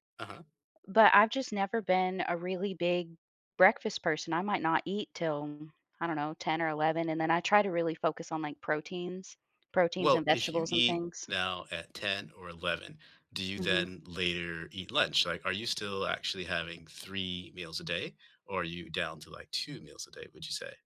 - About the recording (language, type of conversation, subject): English, unstructured, What morning habits help you start your day well?
- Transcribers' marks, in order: tapping